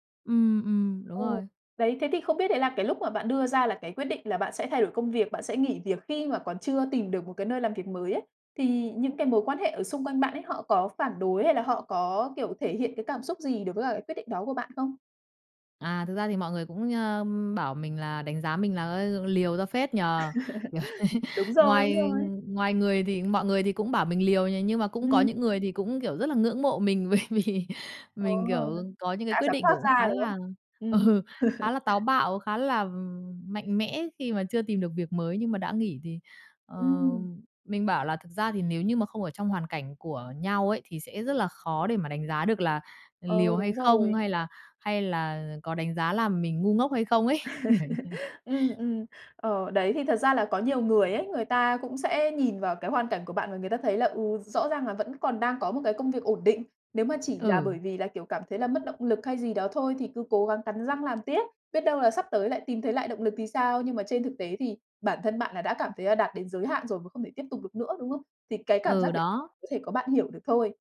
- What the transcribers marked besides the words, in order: chuckle; laughing while speaking: "kiểu thế"; tapping; laughing while speaking: "bởi vì"; laughing while speaking: "ừ"; chuckle; other background noise; laughing while speaking: "ấy, kiểu như thế"; chuckle
- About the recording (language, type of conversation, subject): Vietnamese, podcast, Làm sao bạn biết đã đến lúc thay đổi công việc?